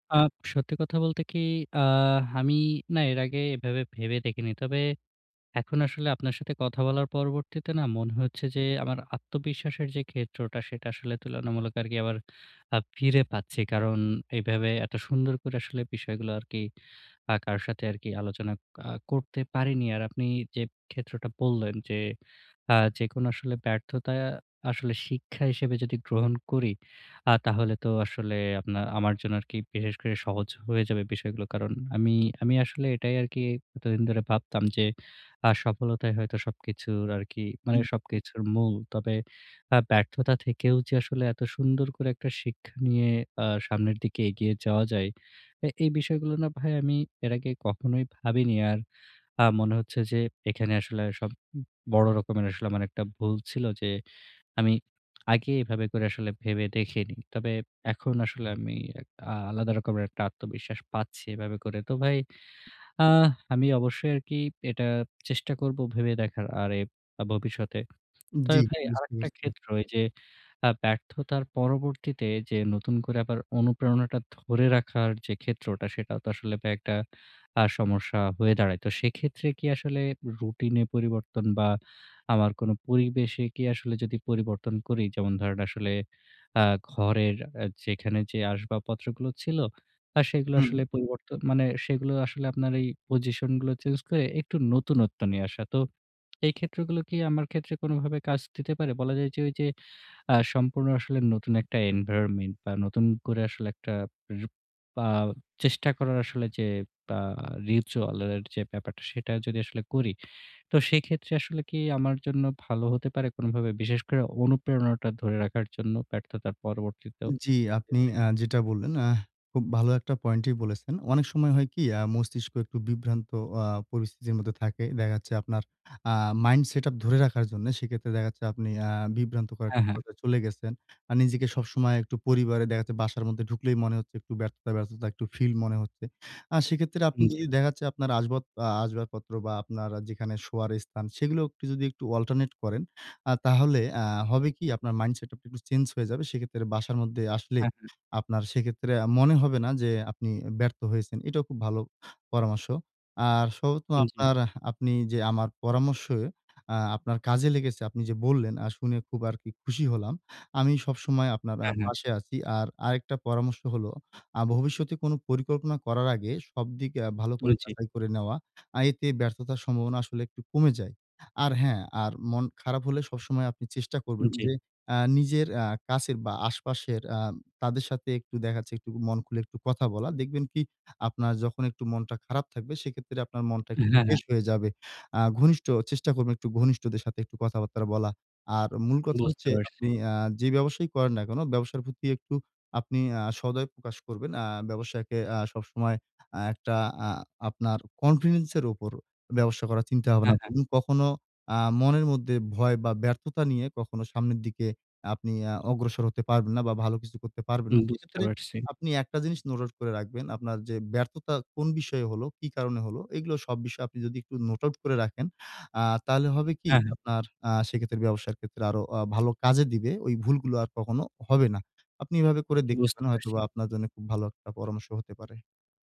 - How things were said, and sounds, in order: tapping; in English: "ritual"; in English: "অল্টারনেট"; in English: "মাইন্ডসেটআপ"
- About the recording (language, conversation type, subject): Bengali, advice, আমি ব্যর্থতার পর আবার চেষ্টা করার সাহস কীভাবে জোগাড় করব?